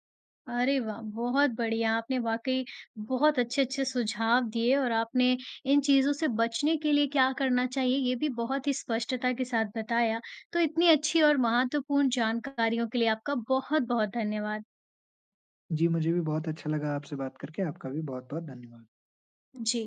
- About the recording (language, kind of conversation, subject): Hindi, podcast, ऑनलाइन निजता समाप्त होती दिखे तो आप क्या करेंगे?
- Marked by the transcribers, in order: other background noise